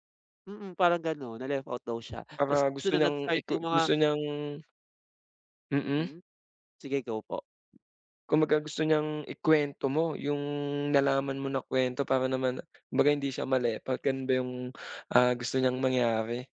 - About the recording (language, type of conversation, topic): Filipino, advice, Paano ko mapapanatili ang ugnayan kahit may hindi pagkakasundo?
- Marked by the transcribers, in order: none